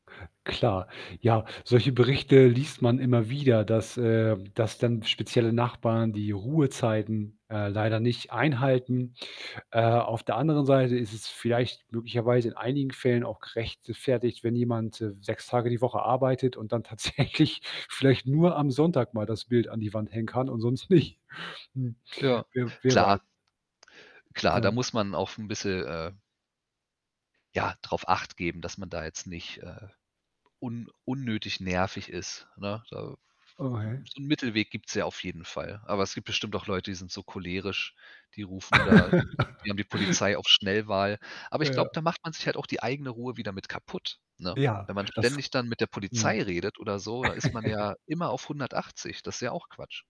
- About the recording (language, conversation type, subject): German, podcast, Wie sorgst du in deiner Wohnung für Ruhe und Privatsphäre?
- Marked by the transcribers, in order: static; other background noise; laughing while speaking: "tatsächlich"; other noise; laugh; chuckle